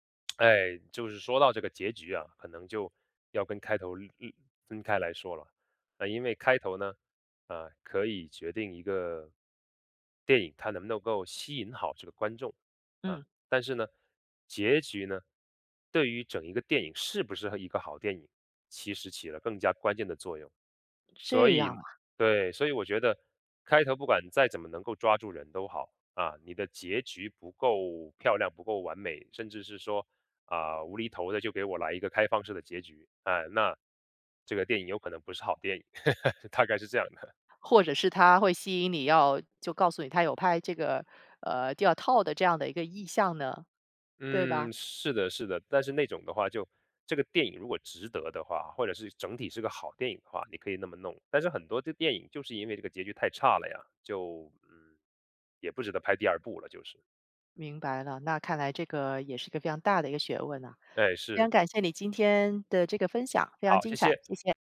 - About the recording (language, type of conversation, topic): Chinese, podcast, 什么样的电影开头最能一下子吸引你？
- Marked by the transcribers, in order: tsk; other background noise; laugh; laughing while speaking: "大概是这样的"; joyful: "非常感谢你今天的这个分享，非常精彩，谢谢"